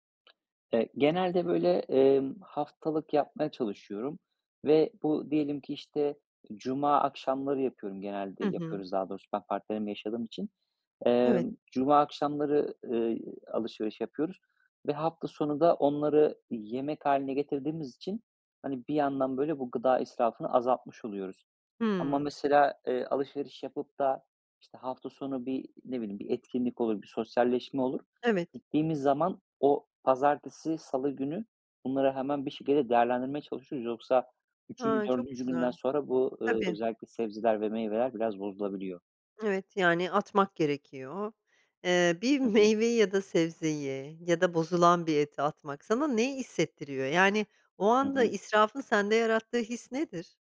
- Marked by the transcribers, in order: tapping; laughing while speaking: "meyveyi"
- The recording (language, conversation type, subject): Turkish, podcast, Gıda israfını azaltmanın en etkili yolları hangileridir?